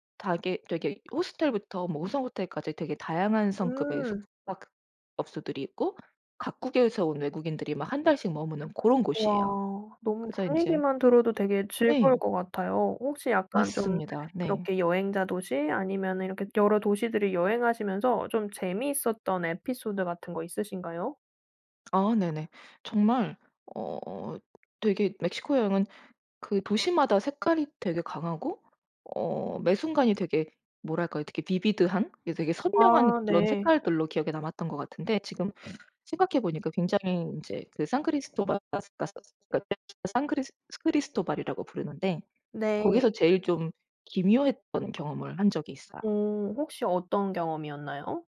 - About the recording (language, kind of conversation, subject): Korean, podcast, 여행지에서 예상치 못해 놀랐던 문화적 차이는 무엇이었나요?
- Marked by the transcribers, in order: other background noise; tapping; in English: "비비드한"; unintelligible speech